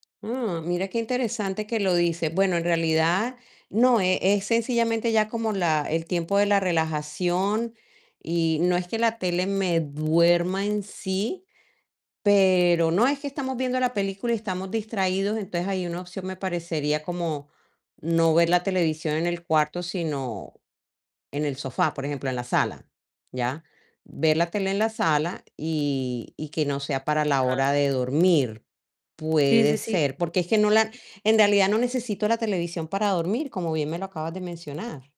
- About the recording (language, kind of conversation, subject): Spanish, advice, ¿Qué rituales cortos pueden ayudarme a mejorar la calidad del sueño por la noche?
- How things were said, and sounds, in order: static; unintelligible speech